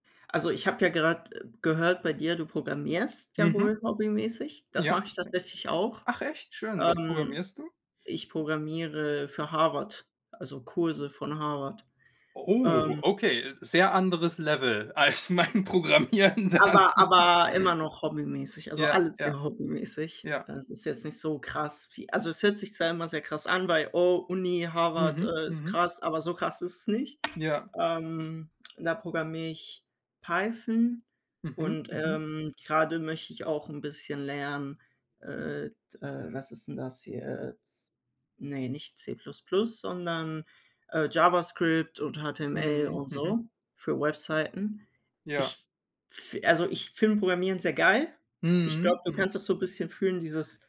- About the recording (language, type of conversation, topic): German, unstructured, Was ist das Schönste, das dir dein Hobby bisher gebracht hat?
- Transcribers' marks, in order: other noise; laughing while speaking: "als mein Programmieren dann"; other background noise; chuckle